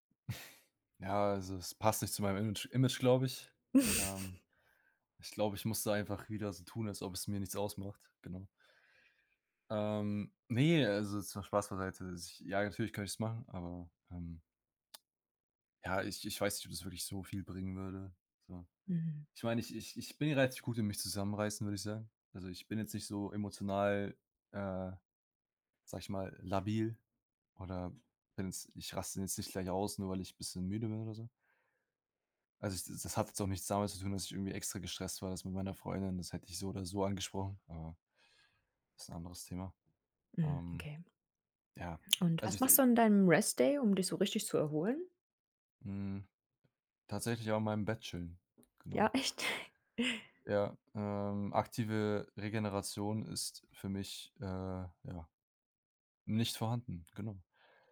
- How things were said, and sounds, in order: chuckle; chuckle; other background noise; in English: "Rest-Day"; laughing while speaking: "echt"; chuckle
- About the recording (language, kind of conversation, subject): German, advice, Wie bemerkst du bei dir Anzeichen von Übertraining und mangelnder Erholung, zum Beispiel an anhaltender Müdigkeit?
- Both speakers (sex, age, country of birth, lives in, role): female, 30-34, Ukraine, Germany, advisor; male, 20-24, Germany, Germany, user